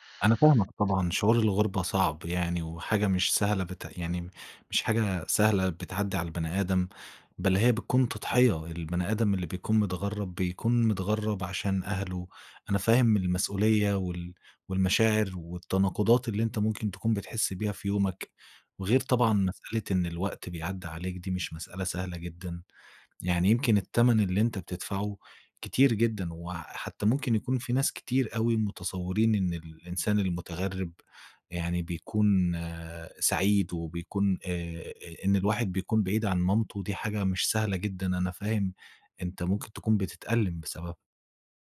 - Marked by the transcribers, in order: none
- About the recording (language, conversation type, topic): Arabic, advice, إيه اللي أنسب لي: أرجع بلدي ولا أفضل في البلد اللي أنا فيه دلوقتي؟